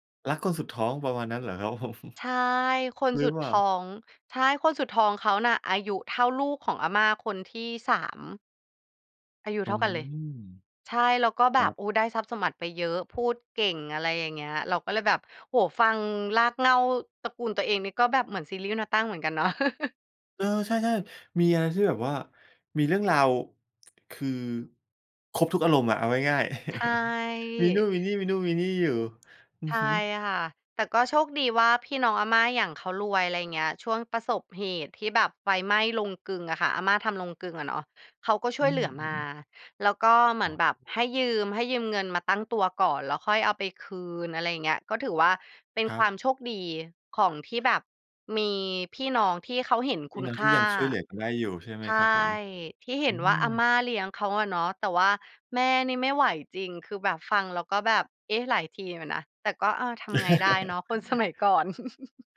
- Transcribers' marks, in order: laughing while speaking: "ผม"; chuckle; chuckle; other background noise; chuckle; chuckle
- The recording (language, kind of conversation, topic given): Thai, podcast, เล่าเรื่องรากเหง้าครอบครัวให้ฟังหน่อยได้ไหม?